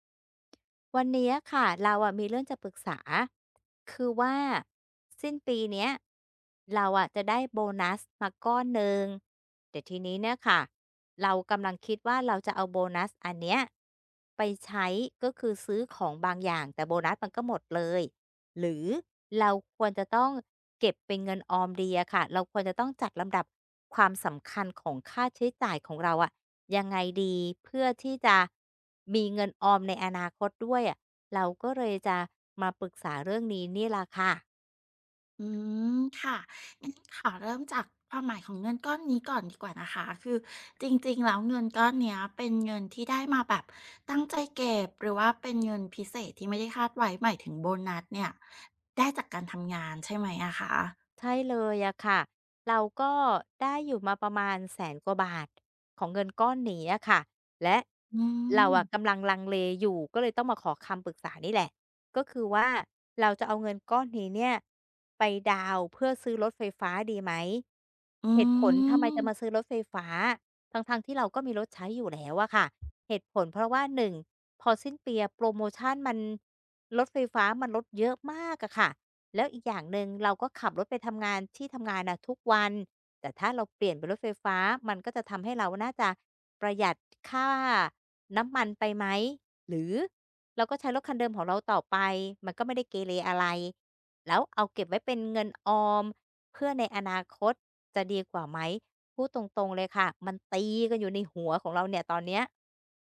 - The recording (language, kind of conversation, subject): Thai, advice, จะจัดลำดับความสำคัญระหว่างการใช้จ่ายเพื่อความสุขตอนนี้กับการออมเพื่ออนาคตได้อย่างไร?
- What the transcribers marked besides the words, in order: tapping; other background noise; drawn out: "อืม"